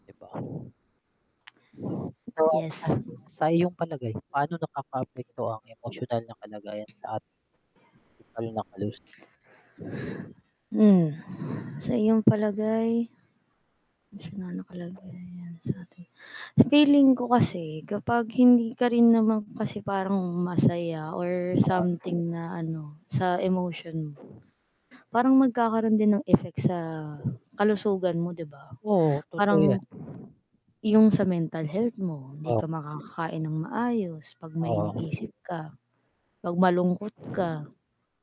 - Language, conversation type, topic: Filipino, unstructured, Mas pipiliin mo bang maging masaya pero walang pera, o maging mayaman pero laging malungkot?
- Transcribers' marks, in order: wind; distorted speech; static; mechanical hum; horn; unintelligible speech; other noise; other background noise; tapping; background speech